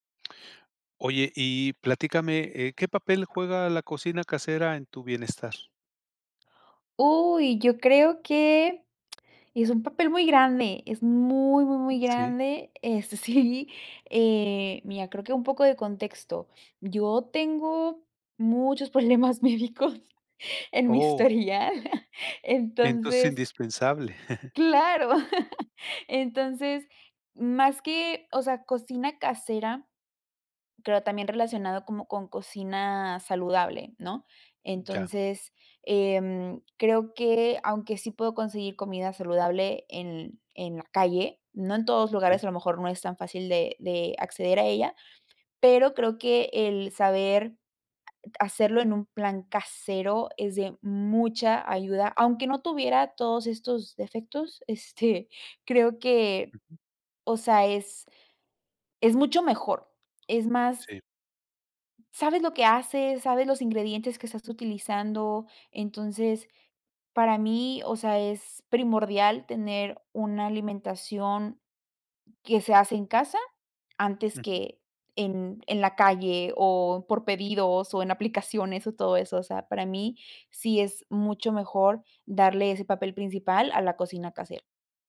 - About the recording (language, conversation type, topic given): Spanish, podcast, ¿Qué papel juega la cocina casera en tu bienestar?
- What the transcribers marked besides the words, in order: other background noise; laughing while speaking: "problemas médicos en mi historial"; chuckle